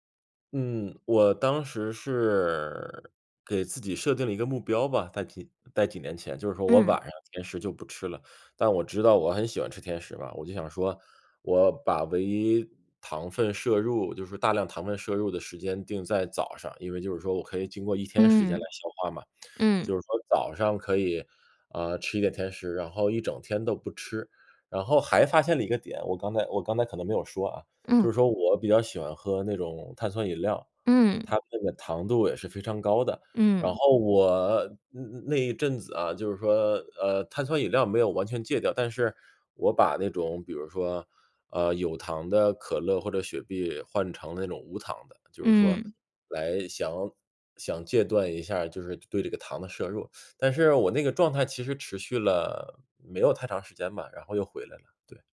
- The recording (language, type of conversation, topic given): Chinese, advice, 我想改掉坏习惯却总是反复复发，该怎么办？
- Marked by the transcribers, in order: lip smack; teeth sucking